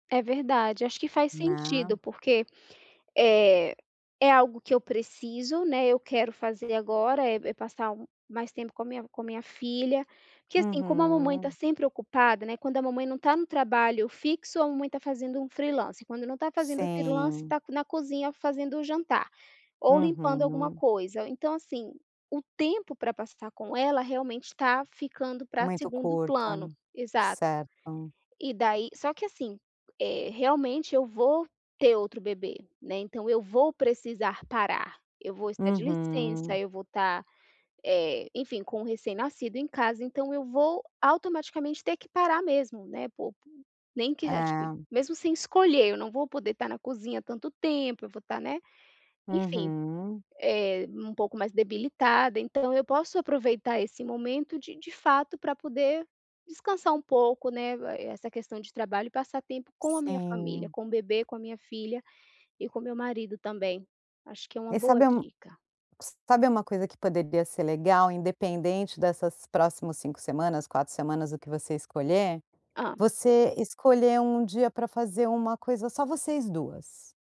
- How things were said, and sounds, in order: other noise; tapping
- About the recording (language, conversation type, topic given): Portuguese, advice, Como posso simplificar minha vida e priorizar momentos e memórias?